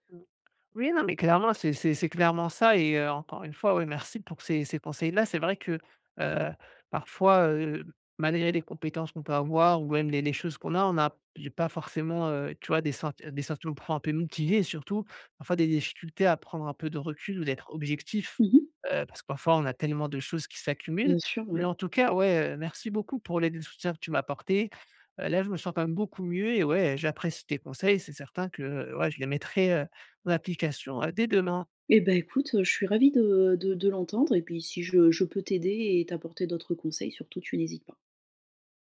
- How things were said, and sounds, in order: none
- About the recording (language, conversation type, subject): French, advice, Comment puis-je suivre facilement mes routines et voir mes progrès personnels ?